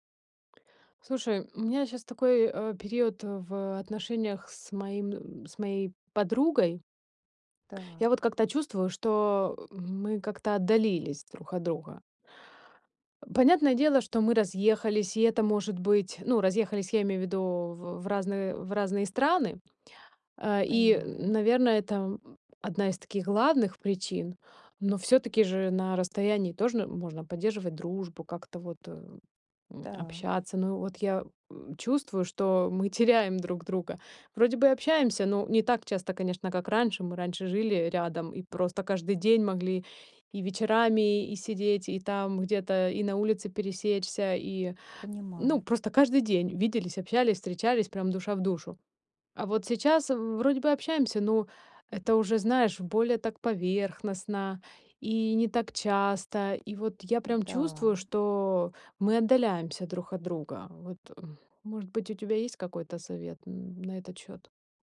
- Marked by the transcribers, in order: tapping; "тоже" said as "тожно"; sigh; sad: "может быть у тебя есть какой-то совет н н на этот счёт?"
- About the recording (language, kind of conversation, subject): Russian, advice, Почему мой друг отдалился от меня и как нам в этом разобраться?
- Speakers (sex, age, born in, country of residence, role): female, 25-29, Russia, United States, advisor; female, 40-44, Ukraine, United States, user